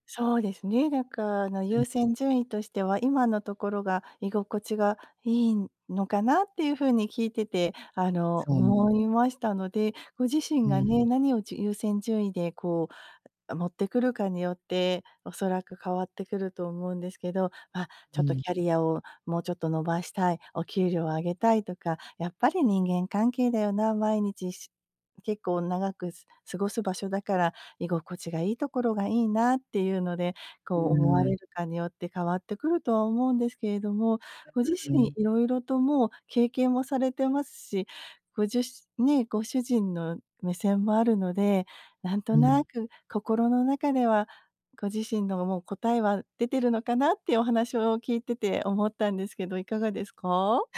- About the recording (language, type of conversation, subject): Japanese, advice, 職場で自分の満足度が変化しているサインに、どうやって気づけばよいですか？
- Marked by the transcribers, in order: none